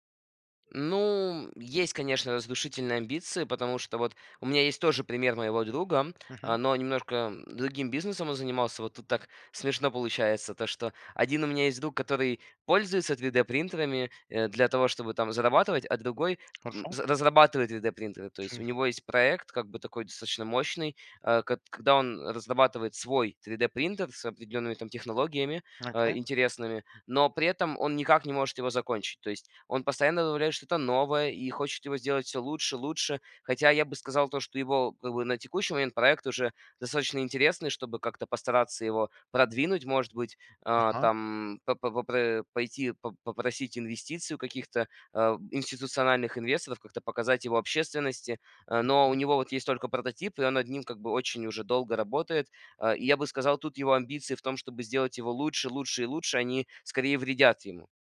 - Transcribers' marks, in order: chuckle
- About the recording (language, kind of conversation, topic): Russian, podcast, Какую роль играет амбиция в твоих решениях?